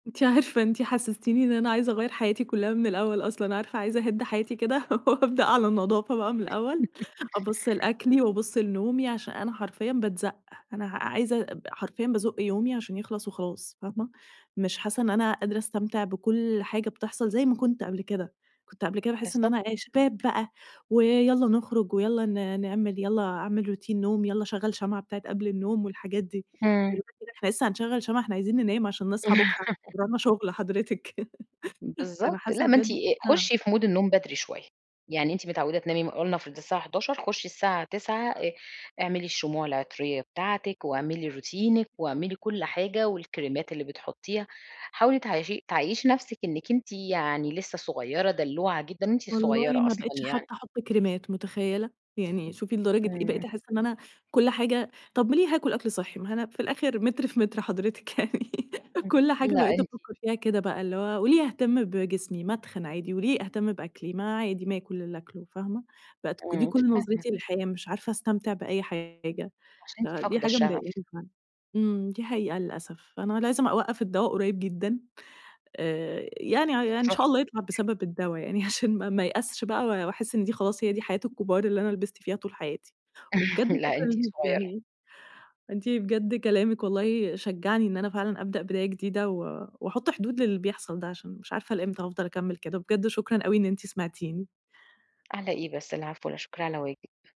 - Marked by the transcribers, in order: laughing while speaking: "أنتِ عارفة"; laughing while speaking: "كده وأبدأ على نضافة"; laugh; in English: "روتين"; laugh; tapping; in English: "مود"; laugh; in English: "روتينِك"; laughing while speaking: "يعني"; unintelligible speech; unintelligible speech; chuckle
- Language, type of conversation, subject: Arabic, advice, إزاي أتغلب على الملل وأرجّع متعتي في مشاهدة الأفلام وسماع الموسيقى؟